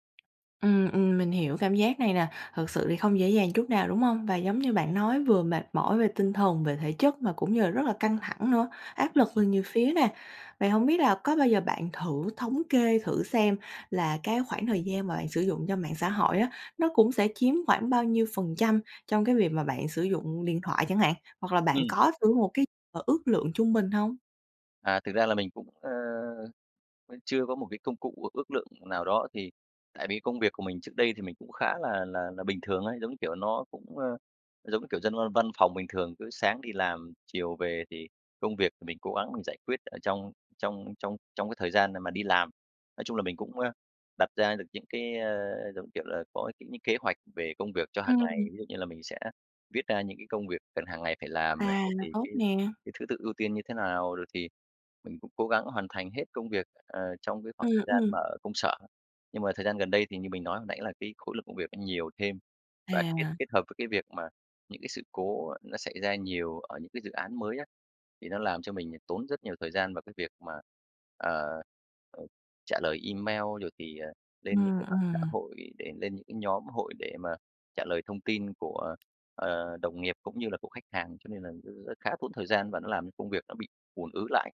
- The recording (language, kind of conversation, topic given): Vietnamese, advice, Làm thế nào để bạn bớt dùng mạng xã hội để tập trung hoàn thành công việc?
- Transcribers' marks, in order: tapping; other background noise